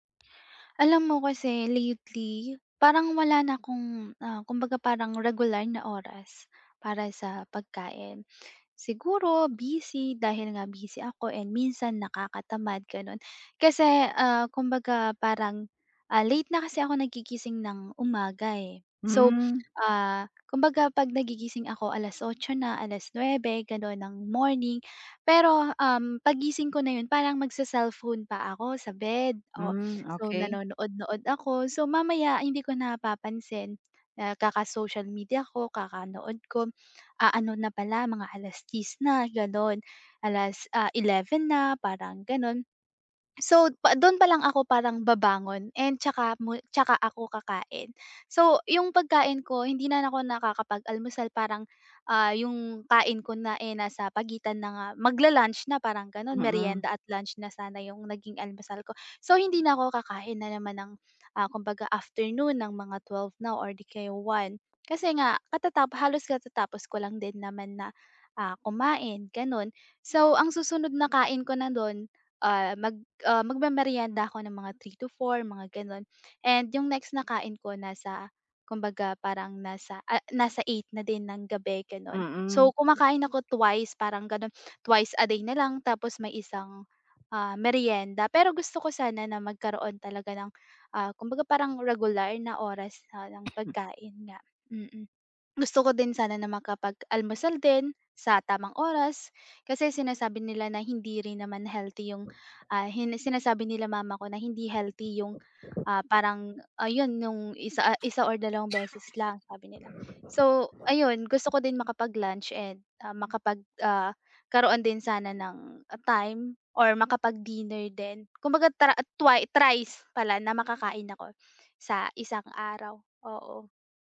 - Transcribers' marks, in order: tapping; other background noise; throat clearing; throat clearing; sniff
- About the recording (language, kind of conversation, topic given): Filipino, advice, Paano ako makakapagplano ng oras para makakain nang regular?